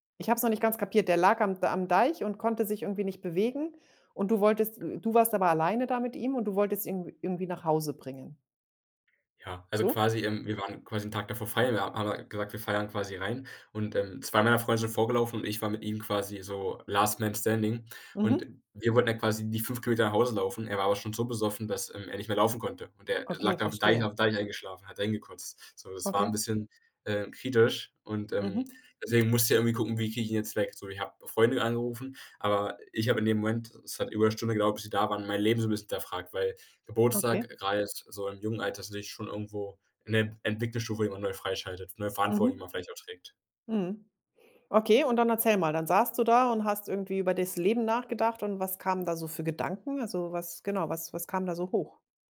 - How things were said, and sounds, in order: other background noise; in English: "Last Man Standing"
- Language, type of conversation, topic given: German, podcast, Hast du deinen Stil schon einmal bewusst radikal verändert, und wenn ja, warum?